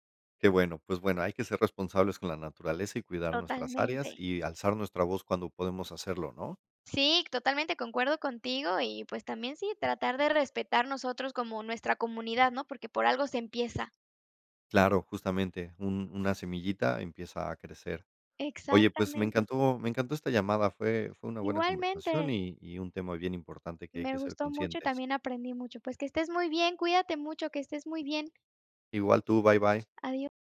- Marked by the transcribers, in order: other background noise
- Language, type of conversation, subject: Spanish, unstructured, ¿Por qué debemos respetar las áreas naturales cercanas?